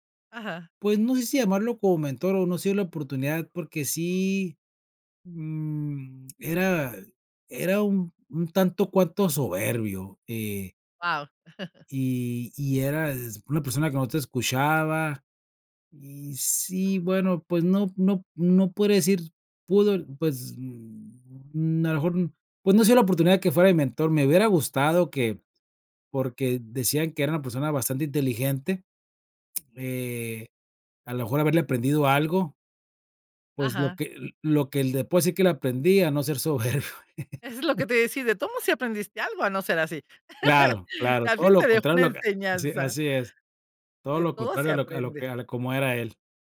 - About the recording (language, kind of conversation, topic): Spanish, podcast, ¿Cómo puedes convertirte en un buen mentor?
- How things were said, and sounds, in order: chuckle; dog barking; other noise; chuckle; laugh